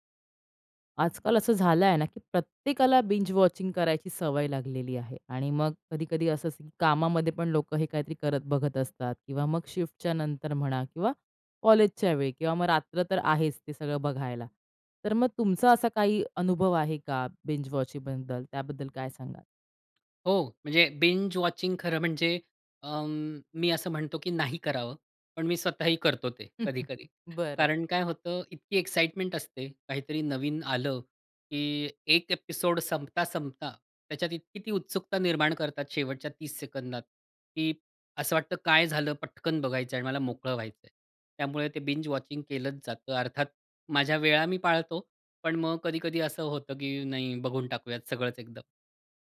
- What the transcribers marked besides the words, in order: in English: "बिंज वॉचिंग"; in English: "बिंज वॉचिंगबद्दल"; tapping; in English: "बिंज वॉचिंग"; chuckle; in English: "एक्साईटमेंट"; in English: "एपिसोड"; in English: "बिंज वॉचिंग"
- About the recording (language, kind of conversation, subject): Marathi, podcast, बिंज-वॉचिंग बद्दल तुमचा अनुभव कसा आहे?